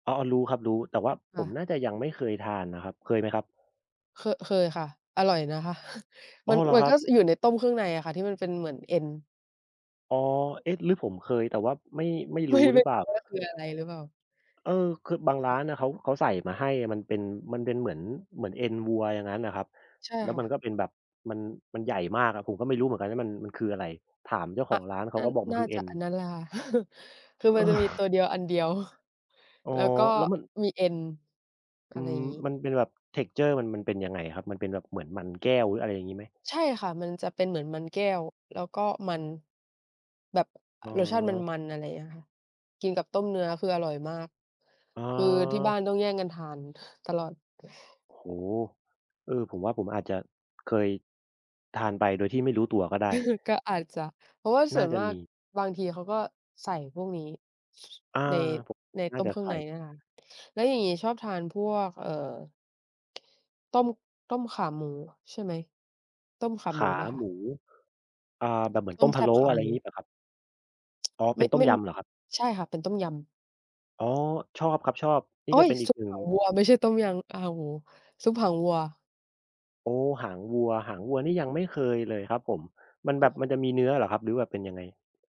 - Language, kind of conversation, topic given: Thai, unstructured, คุณชอบอาหารไทยจานไหนมากที่สุด?
- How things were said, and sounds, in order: chuckle; laughing while speaking: "ไม่"; chuckle; laughing while speaking: "เออ"; in English: "texture"; chuckle; other noise; other background noise; "ต้มยำ" said as "ต้มยัง"